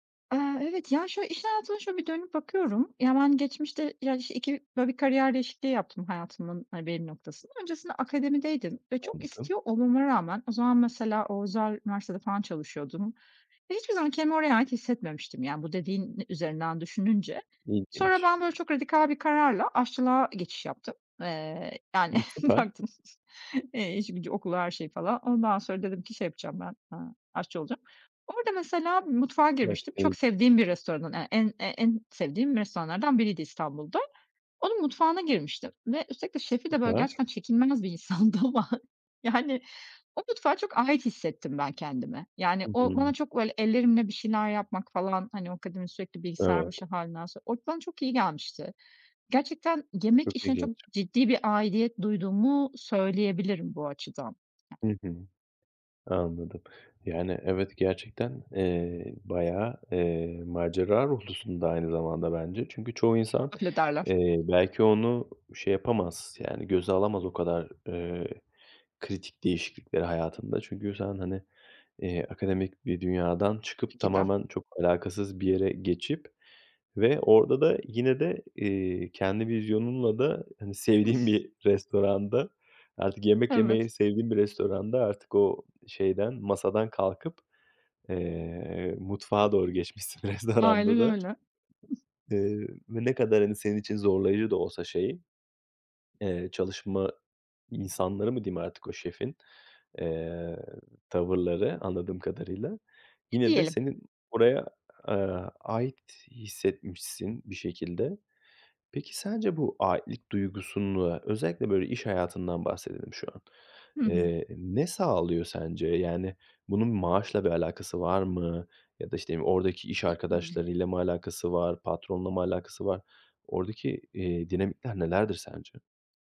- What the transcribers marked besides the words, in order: other background noise; chuckle; laughing while speaking: "bıraktım"; unintelligible speech; laughing while speaking: "insandı ama"; tapping; unintelligible speech; snort; laughing while speaking: "restoranda da"; other noise; unintelligible speech
- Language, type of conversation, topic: Turkish, podcast, İnsanların kendilerini ait hissetmesini sence ne sağlar?